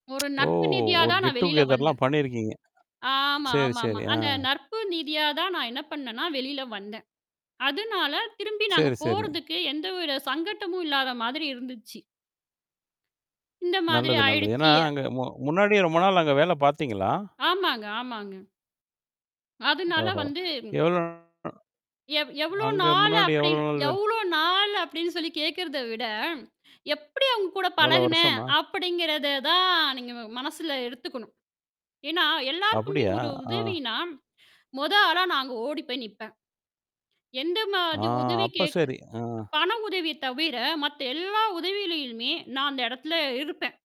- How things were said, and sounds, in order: static; tsk; drawn out: "ஓ!"; "நட்பு ரீதியா" said as "நற்பு நிதியா"; in English: "கெட் டூ கெதர்லாம்"; mechanical hum; "நட்பு ரீதியா" said as "நற்பு நிதியா"; other background noise; distorted speech; other noise; drawn out: "ஆ"
- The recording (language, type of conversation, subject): Tamil, podcast, பதவியும் பணிப்பாதுகாப்பும் இரண்டில் நீங்கள் எதை முன்னுரிமை அளிப்பீர்கள்?